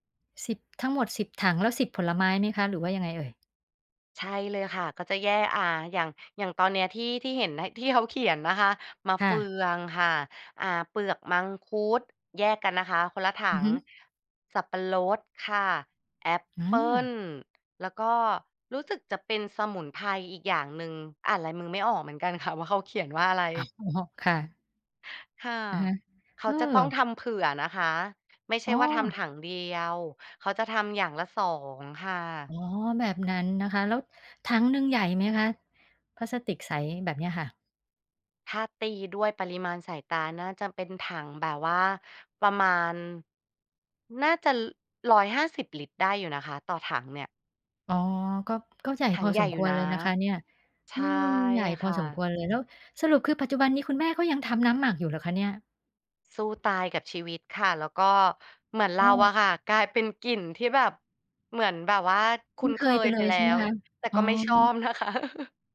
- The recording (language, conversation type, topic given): Thai, podcast, กลิ่นอะไรในบ้านที่ทำให้คุณนึกถึงความทรงจำเก่า ๆ?
- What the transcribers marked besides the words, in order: tapping; other background noise; laughing while speaking: "นะคะ"; chuckle